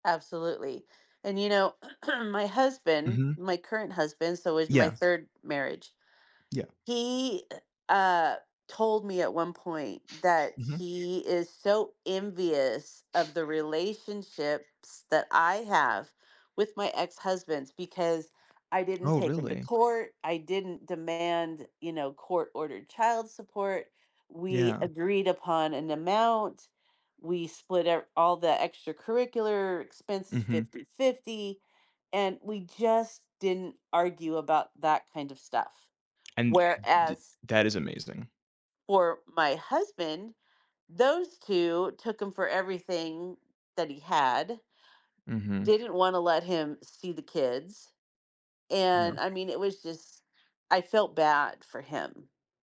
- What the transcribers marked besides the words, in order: throat clearing; sniff; sniff; tsk
- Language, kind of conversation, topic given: English, unstructured, What are some effective ways for couples to build strong relationships in blended families?
- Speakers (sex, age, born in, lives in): female, 55-59, United States, United States; male, 20-24, United States, United States